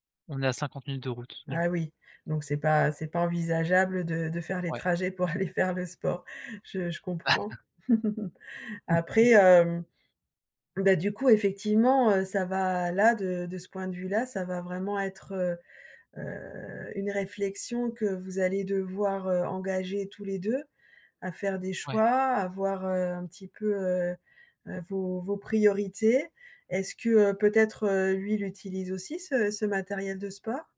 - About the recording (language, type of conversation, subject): French, advice, Comment gérer le stress intense lié à l’organisation et à la logistique d’un déménagement ?
- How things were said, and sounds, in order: chuckle